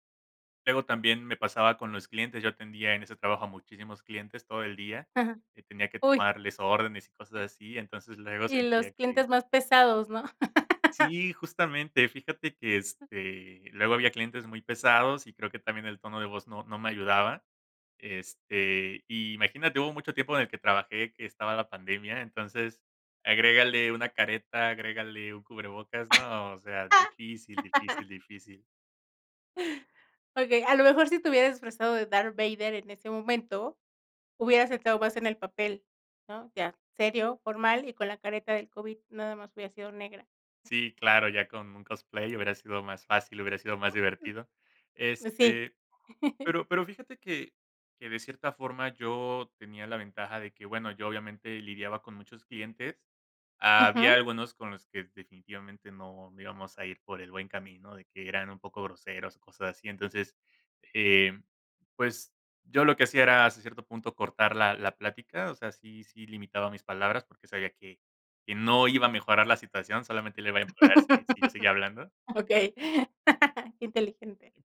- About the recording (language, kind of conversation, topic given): Spanish, podcast, ¿Te ha pasado que te malinterpretan por tu tono de voz?
- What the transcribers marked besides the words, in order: laugh; other background noise; laugh; other noise; chuckle; laugh; chuckle